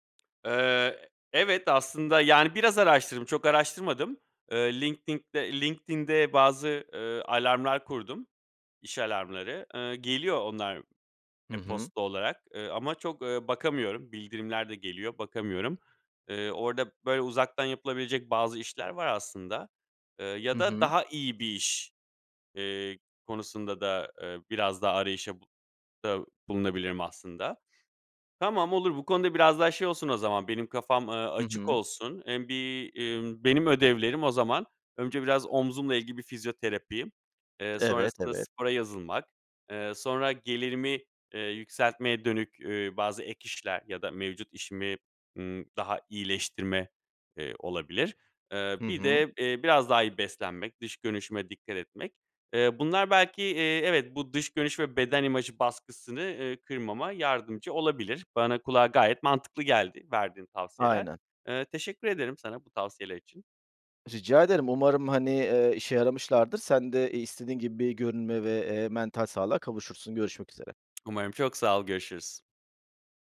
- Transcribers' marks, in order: stressed: "iyi bir iş"; unintelligible speech; in English: "mental"; tapping
- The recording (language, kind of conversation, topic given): Turkish, advice, Dış görünüşün ve beden imajınla ilgili hissettiğin baskı hakkında neler hissediyorsun?
- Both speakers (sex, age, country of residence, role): male, 35-39, Greece, user; male, 40-44, Greece, advisor